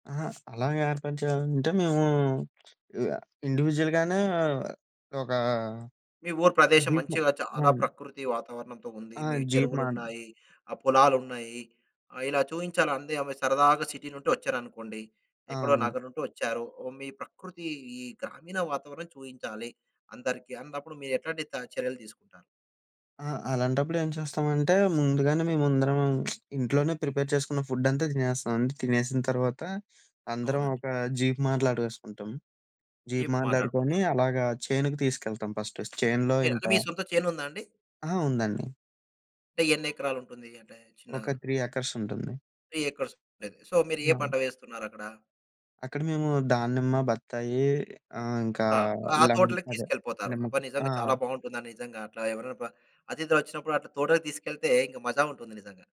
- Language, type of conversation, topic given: Telugu, podcast, అతిథులు అకస్మాత్తుగా వస్తే ఇంటిని వెంటనే సిద్ధం చేయడానికి మీరు ఏమి చేస్తారు?
- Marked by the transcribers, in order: other background noise; drawn out: "మేమూ"; tapping; other noise; in English: "ఇండివిడ్యువల్‌గానే"; drawn out: "ఒకా"; in English: "సిటీ"; drawn out: "ప్రకృతీ"; lip smack; in English: "ప్రిపేర్"; in English: "త్రీ"; in English: "త్రీ"; in English: "సో"; in English: "లెమన్"